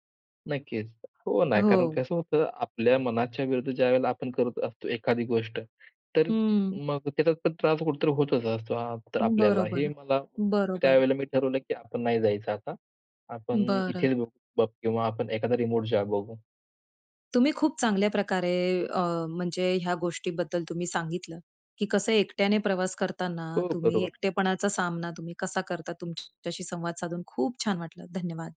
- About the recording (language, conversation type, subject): Marathi, podcast, एकट्याने प्रवास करताना लोक एकटेपणाला कसे सामोरे जातात?
- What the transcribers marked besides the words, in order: in English: "रिमोट जॉब"; trusting: "तुम्ही खूप चांगल्याप्रकारे अ, म्हणजे … छान वाटलं. धन्यवाद!"; other background noise